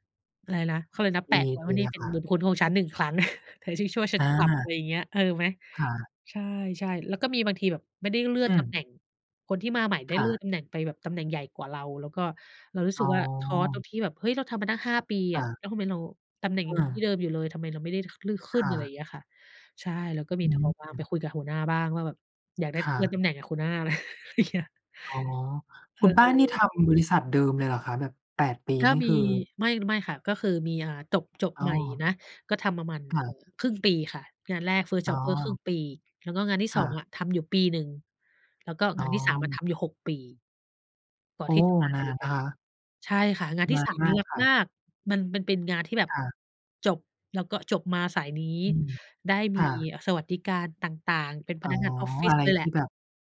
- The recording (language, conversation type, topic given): Thai, unstructured, คุณเคยรู้สึกท้อแท้กับงานไหม และจัดการกับความรู้สึกนั้นอย่างไร?
- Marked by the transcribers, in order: chuckle; chuckle